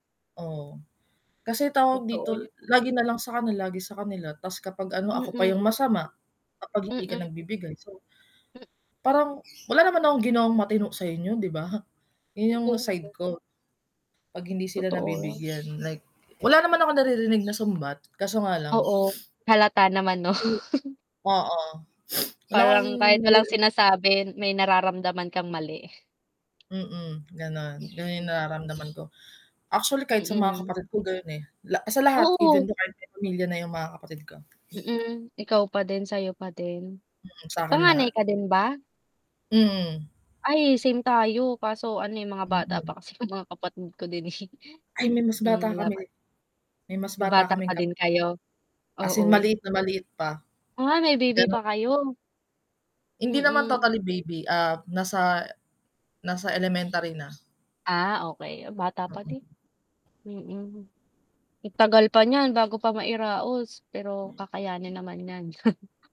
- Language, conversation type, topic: Filipino, unstructured, Paano ka magpapasya sa pagitan ng pagtulong sa pamilya at pagtupad sa sarili mong pangarap?
- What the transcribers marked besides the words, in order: static; other animal sound; sniff; chuckle; sniff; distorted speech; laughing while speaking: "yung"; scoff; scoff